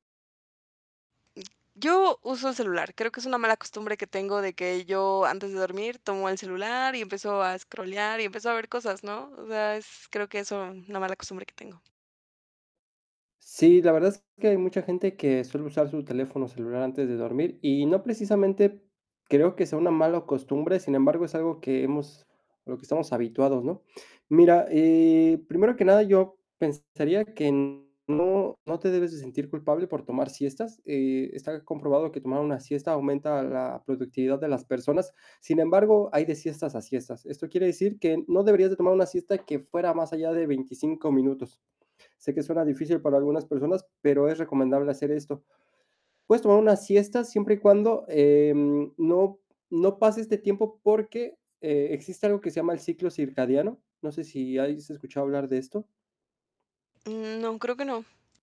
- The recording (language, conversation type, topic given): Spanish, advice, ¿Sientes culpa o vergüenza por dormir demasiado o por depender de las siestas?
- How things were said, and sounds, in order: tapping; distorted speech